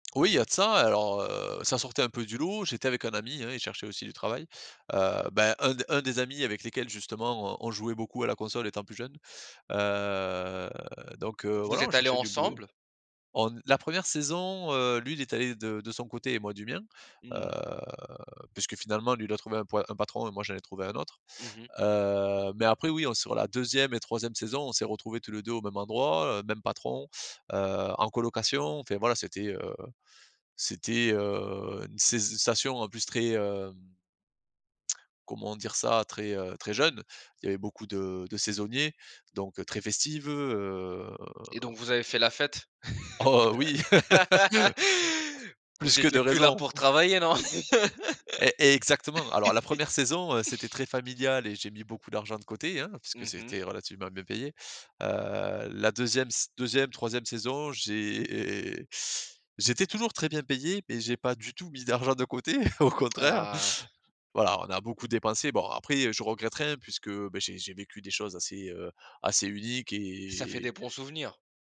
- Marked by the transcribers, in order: drawn out: "heu"; tapping; drawn out: "heu"; drawn out: "heu"; laugh; laugh; drawn out: "j'é"; chuckle; other background noise; drawn out: "et"
- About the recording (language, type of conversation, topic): French, podcast, Quel souvenir d’enfance te revient tout le temps ?